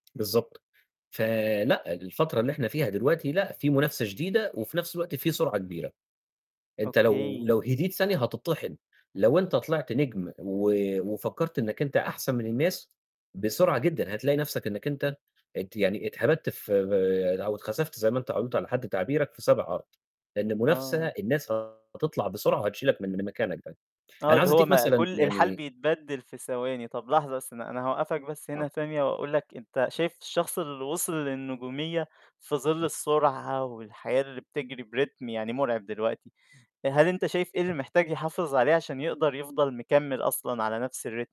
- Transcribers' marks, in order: tapping; distorted speech; in English: "بريتم"; unintelligible speech; in English: "الريتم؟"
- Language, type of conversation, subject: Arabic, podcast, إيه الفرق في رأيك بين نجم طالع بسرعة وأيقونة عايشة مع الناس سنين؟